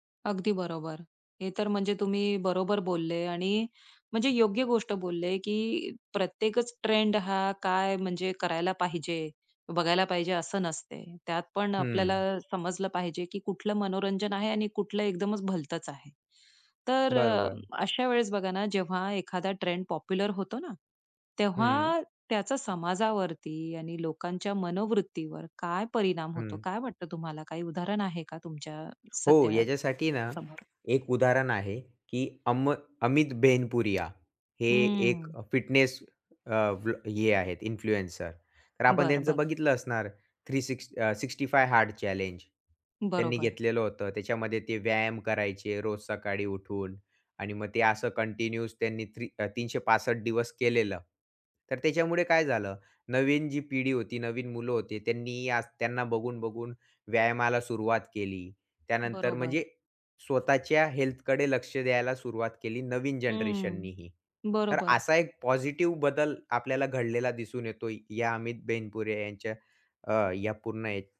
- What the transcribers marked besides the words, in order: other background noise; tapping; in English: "इन्फ्लुएन्सर"; in English: "सिक्स्टी फाइव्ह हार्ड चॅलेंज"; in English: "कंटिन्यूस"
- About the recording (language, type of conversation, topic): Marathi, podcast, सोशल मीडियावर सध्या काय ट्रेंड होत आहे आणि तू त्याकडे लक्ष का देतोस?